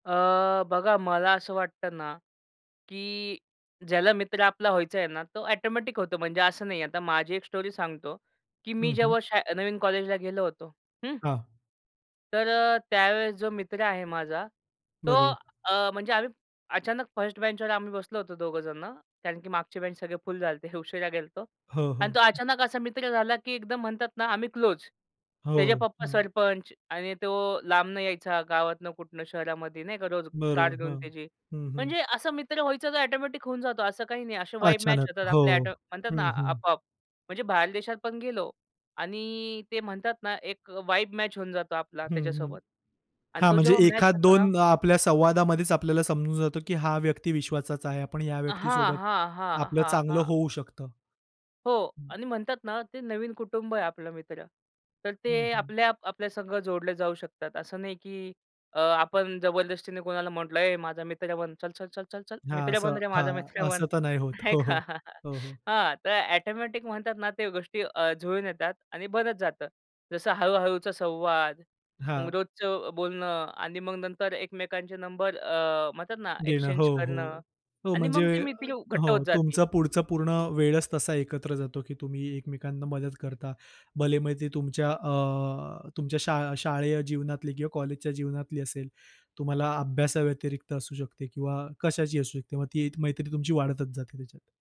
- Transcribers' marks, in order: tapping; other noise; in English: "वाइब"; in English: "वाइब"; laughing while speaking: "नाही का?"; "मैत्री" said as "मित्रीव"; drawn out: "अ"
- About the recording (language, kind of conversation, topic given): Marathi, podcast, मित्रांकडून मिळणारा आधार आणि कुटुंबाकडून मिळणारा आधार यातील मूलभूत फरक तुम्ही कसा समजावाल?